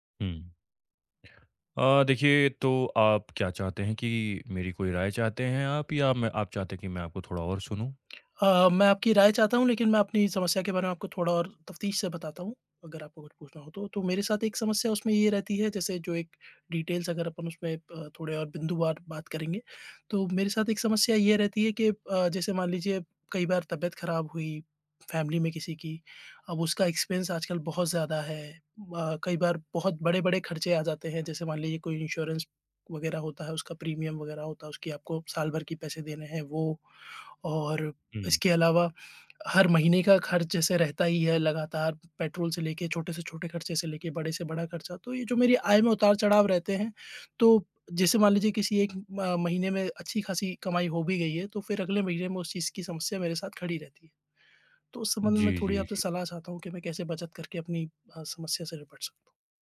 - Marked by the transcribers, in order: tapping; in English: "डिटेल्स"; in English: "फैमिली"; in English: "एक्सपेन्स"
- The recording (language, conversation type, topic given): Hindi, advice, आय में उतार-चढ़ाव आपके मासिक खर्चों को कैसे प्रभावित करता है?